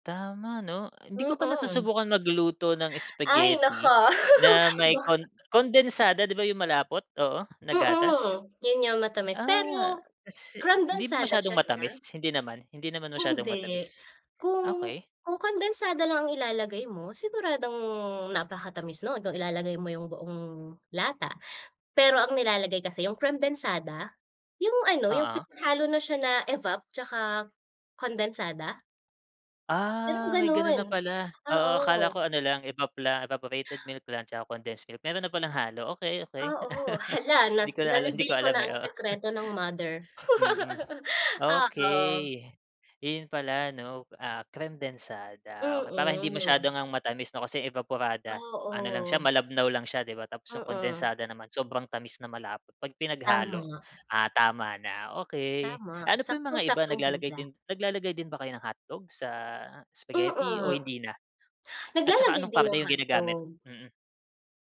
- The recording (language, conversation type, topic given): Filipino, podcast, Anong pagkain ang laging kasama sa mga selebrasyon ninyo?
- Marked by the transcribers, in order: laugh; laugh; chuckle; laugh